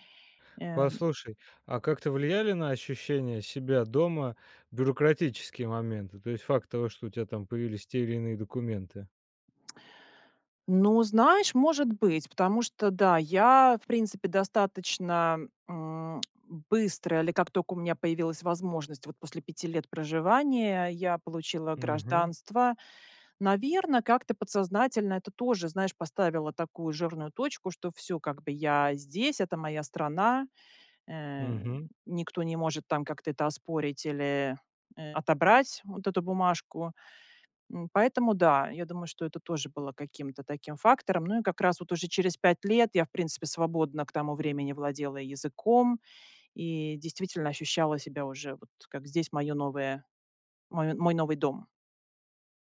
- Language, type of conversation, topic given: Russian, podcast, Когда вам пришлось начать всё с нуля, что вам помогло?
- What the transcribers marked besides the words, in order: lip smack